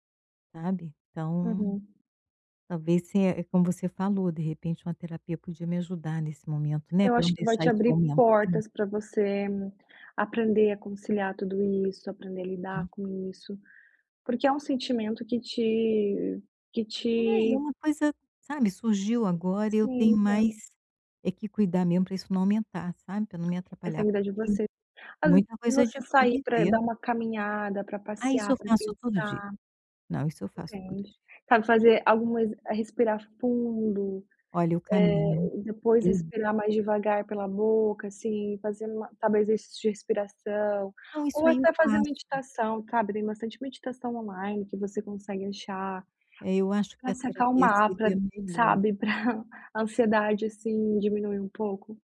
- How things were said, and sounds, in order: tapping; other background noise; laughing while speaking: "pra"
- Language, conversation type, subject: Portuguese, advice, Como comer por emoção quando está estressado afeta você?